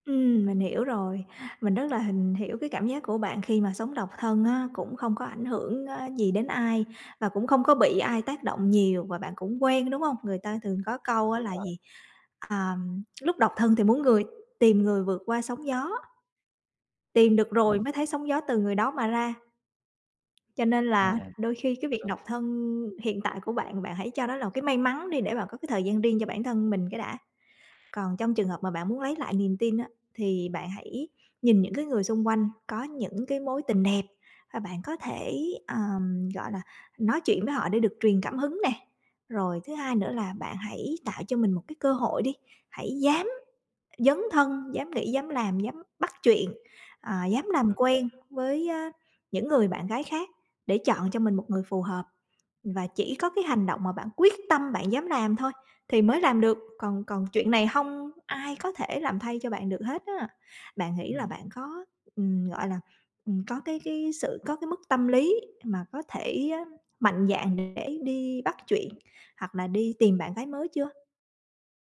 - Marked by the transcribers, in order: tapping; other background noise
- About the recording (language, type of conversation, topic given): Vietnamese, advice, Bạn đang cố thích nghi với cuộc sống độc thân như thế nào sau khi kết thúc một mối quan hệ lâu dài?